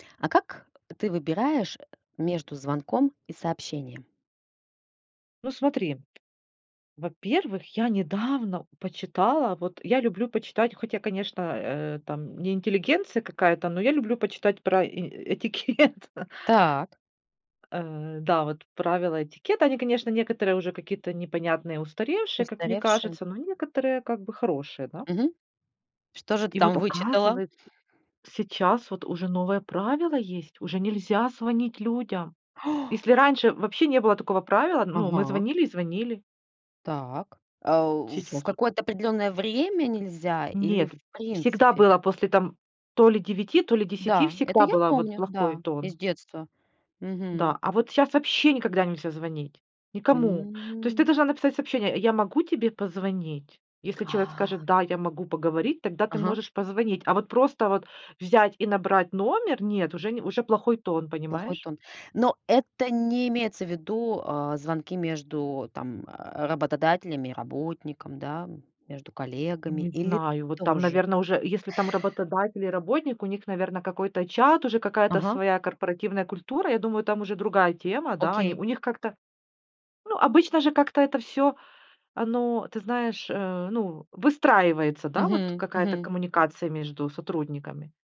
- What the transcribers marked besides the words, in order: tapping; other noise; stressed: "недавно"; laughing while speaking: "этикет"; inhale
- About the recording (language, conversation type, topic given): Russian, podcast, Как вы выбираете между звонком и сообщением?